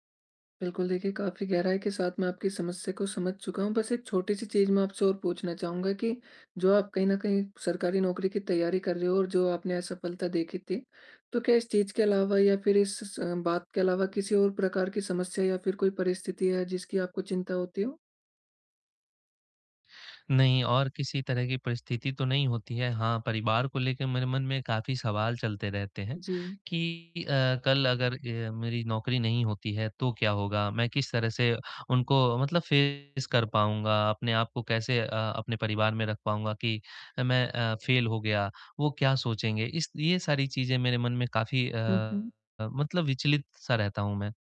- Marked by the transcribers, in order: static; distorted speech; in English: "फेस"
- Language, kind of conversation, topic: Hindi, advice, घर पर आराम करते समय होने वाली बेचैनी या तनाव से मैं कैसे निपटूँ?